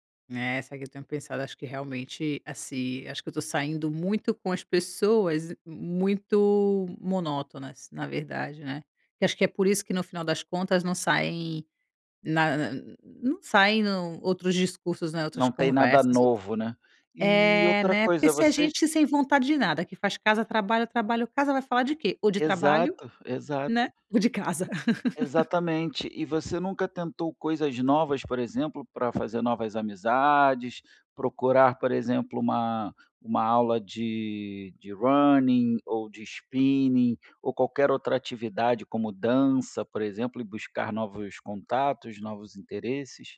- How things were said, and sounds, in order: laugh; tapping
- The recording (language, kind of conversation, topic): Portuguese, advice, Como posso lidar com a dificuldade de fazer novas amizades na vida adulta?